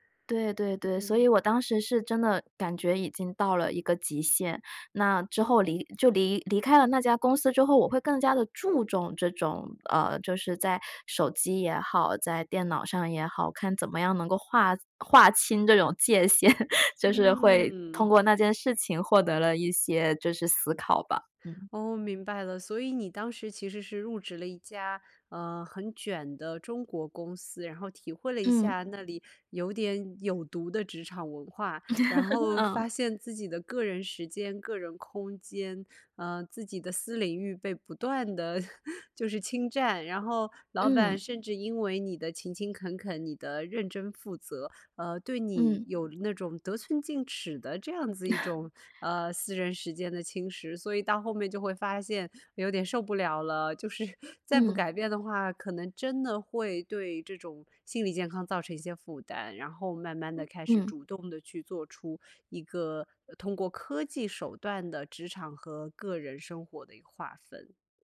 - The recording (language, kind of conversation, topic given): Chinese, podcast, 如何在工作和私生活之间划清科技使用的界限？
- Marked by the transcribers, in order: laughing while speaking: "界限"; laugh; chuckle; tapping; laughing while speaking: "就是"